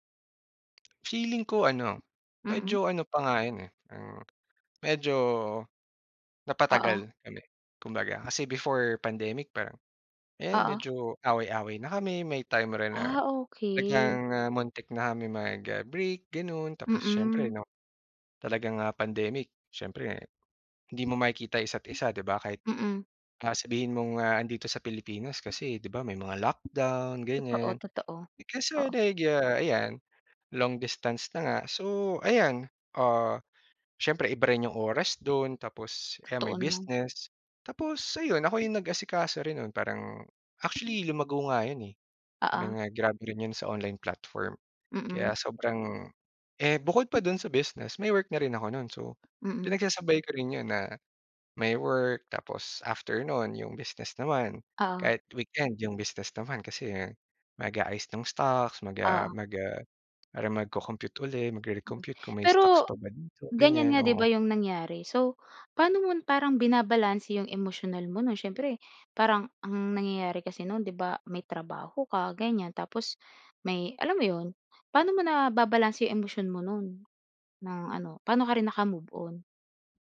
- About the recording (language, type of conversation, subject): Filipino, podcast, Paano ka nagpapasya kung iiwan mo o itutuloy ang isang relasyon?
- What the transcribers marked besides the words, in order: tapping